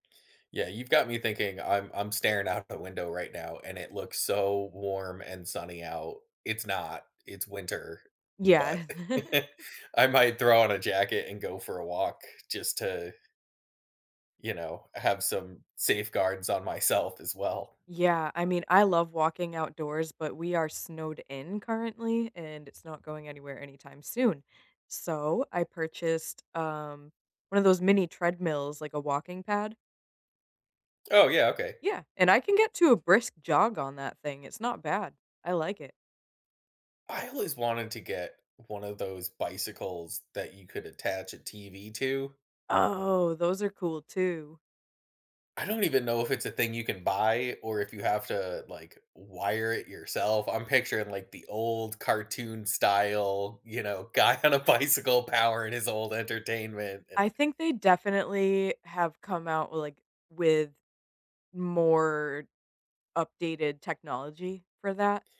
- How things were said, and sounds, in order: laugh; stressed: "Oh"; laughing while speaking: "guy on a bicycle"
- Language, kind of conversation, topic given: English, unstructured, What fears come up when you think about heart disease risk?
- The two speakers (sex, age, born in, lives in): female, 35-39, United States, United States; male, 35-39, United States, United States